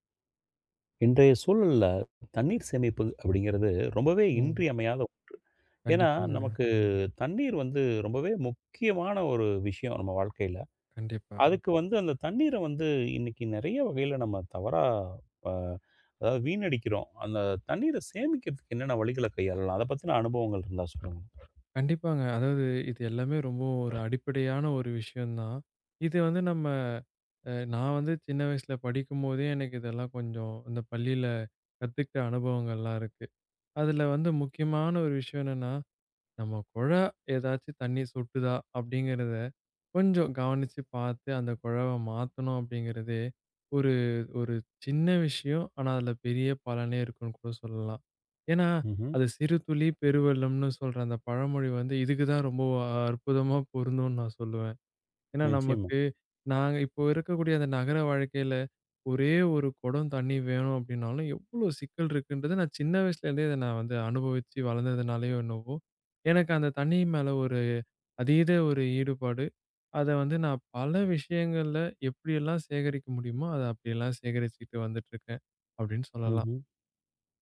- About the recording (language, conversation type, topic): Tamil, podcast, தண்ணீர் சேமிப்புக்கு எளிய வழிகள் என்ன?
- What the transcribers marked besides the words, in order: other background noise; in English: "ப்ரோ"; other noise